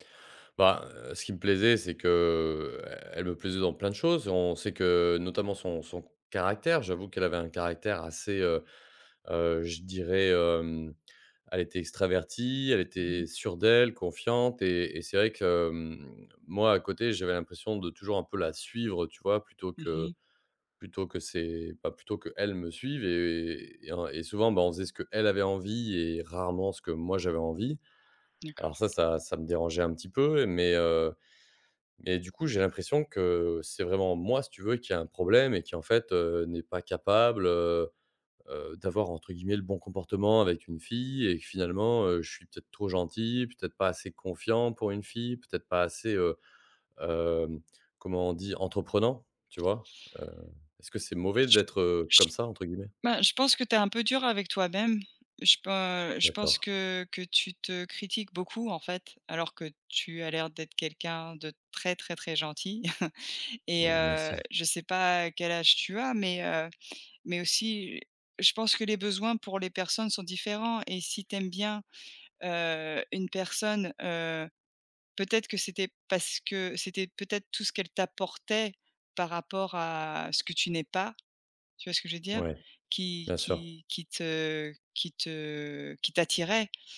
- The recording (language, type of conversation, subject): French, advice, Comment surmonter la peur de se remettre en couple après une rupture douloureuse ?
- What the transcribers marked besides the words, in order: tapping; other background noise; chuckle